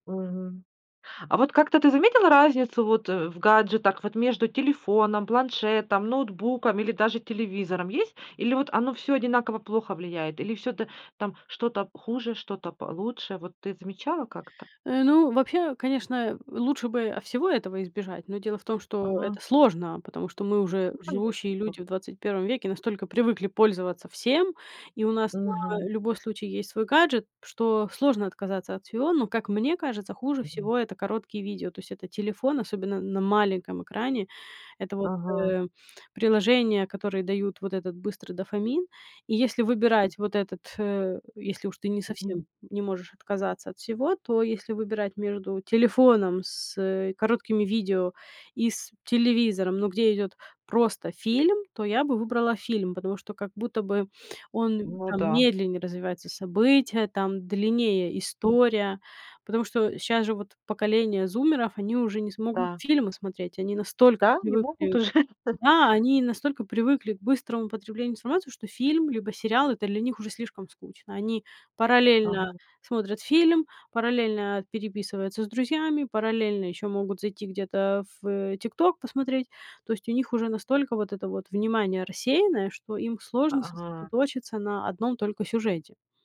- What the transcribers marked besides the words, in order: other background noise; chuckle
- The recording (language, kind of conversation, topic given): Russian, podcast, Что вы думаете о влиянии экранов на сон?